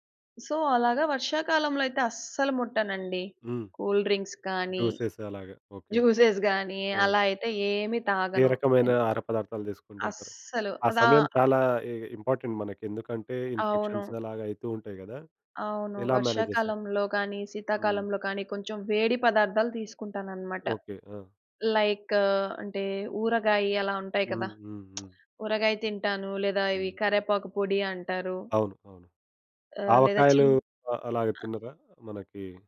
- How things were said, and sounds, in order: in English: "సో"; in English: "కూల్ డ్రింక్స్"; in English: "జ్యూసెస్"; in English: "ఇంపార్టెంట్"; in English: "ఇన్‌ఫెక్షన్స్"; in English: "మేనేజ్"; in English: "లైక్"; lip smack
- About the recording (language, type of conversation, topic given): Telugu, podcast, సీజన్ మారినప్పుడు మీ ఆహార అలవాట్లు ఎలా మారుతాయి?